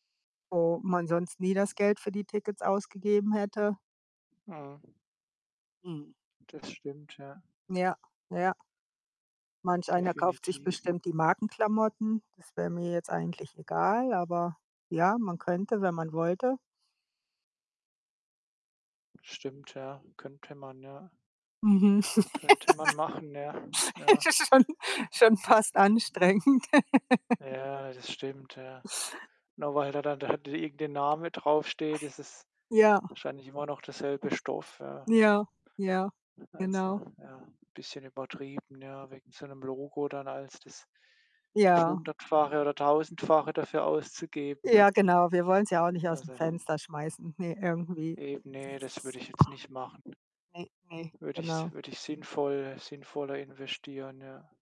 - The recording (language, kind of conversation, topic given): German, unstructured, Was würdest du tun, wenn du plötzlich viel Geld hättest?
- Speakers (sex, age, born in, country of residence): female, 55-59, Germany, United States; male, 25-29, Germany, Germany
- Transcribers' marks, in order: other background noise; tapping; wind; laugh; laughing while speaking: "Schon schon fast anstrengend"; laugh; chuckle; distorted speech